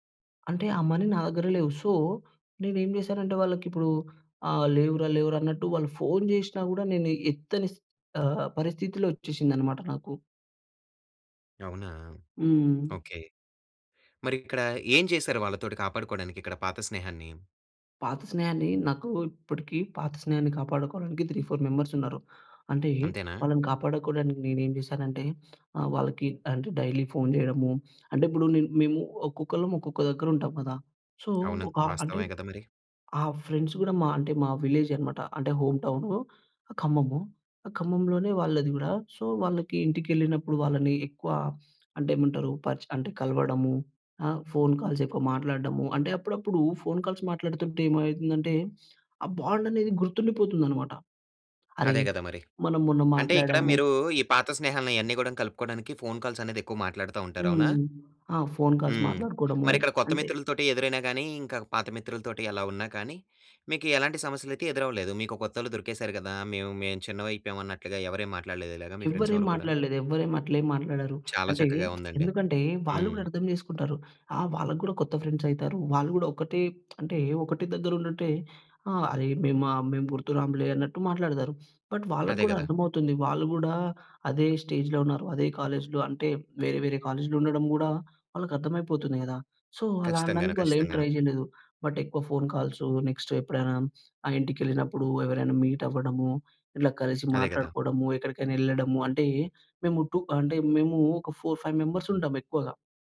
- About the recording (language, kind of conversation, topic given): Telugu, podcast, పాత స్నేహాలను నిలుపుకోవడానికి మీరు ఏమి చేస్తారు?
- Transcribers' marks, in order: in English: "మనీ"; in English: "సో"; in English: "త్రీ ఫోర్ మెంబర్స్"; sniff; in English: "డైలీ"; in English: "సో"; in English: "ఫ్రెండ్స్"; in English: "సో"; in English: "ఫోన్ కాల్స్"; in English: "ఫోన్ కాల్స్"; in English: "బాండ్"; in English: "ఫోన్ కాల్స్"; in English: "ఫోన్ కాల్స్"; in English: "ఫ్రెండ్స్"; lip smack; in English: "ఫ్రెండ్స్"; lip smack; in English: "బట్"; in English: "స్టేజ్‌లో"; in English: "కాలేజ్‌లో"; in English: "కాలేజ్‌లో"; in English: "సో"; in English: "ట్రై"; in English: "బట్"; in English: "నెక్స్ట్"; in English: "మీట్"; in English: "ఫోర్ ఫైవ్ మెంబర్స్"